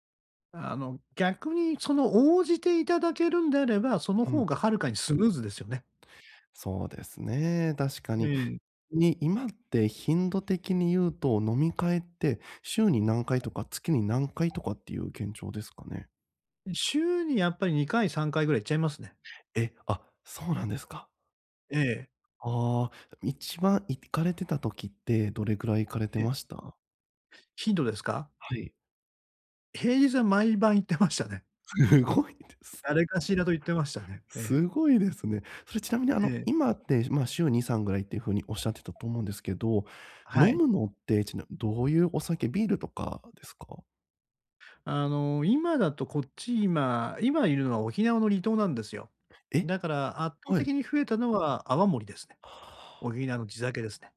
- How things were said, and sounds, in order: none
- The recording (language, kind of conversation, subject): Japanese, advice, 断りづらい誘いを上手にかわすにはどうすればいいですか？